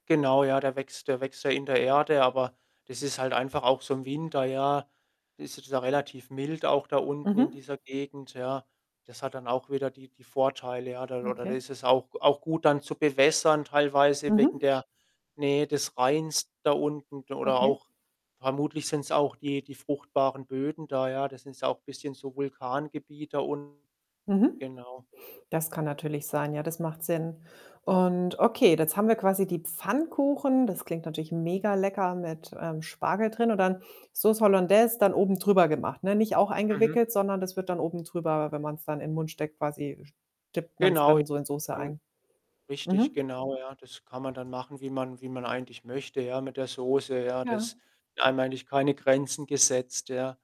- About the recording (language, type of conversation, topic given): German, podcast, Welche Mahlzeit bedeutet für dich Heimat, und warum?
- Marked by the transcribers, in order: static; distorted speech; other background noise